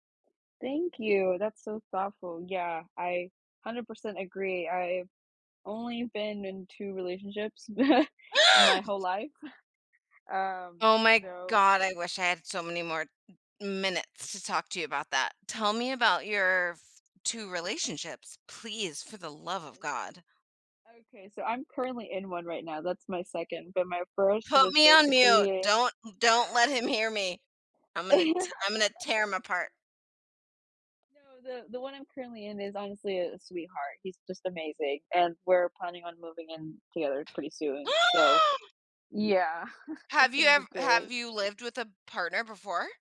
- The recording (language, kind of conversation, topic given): English, unstructured, How can couples find the right balance between independence and closeness?
- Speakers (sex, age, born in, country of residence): female, 20-24, United States, United States; female, 35-39, United States, United States
- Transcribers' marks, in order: gasp; chuckle; laughing while speaking: "S"; other background noise; tapping; laugh; gasp; laughing while speaking: "yeah"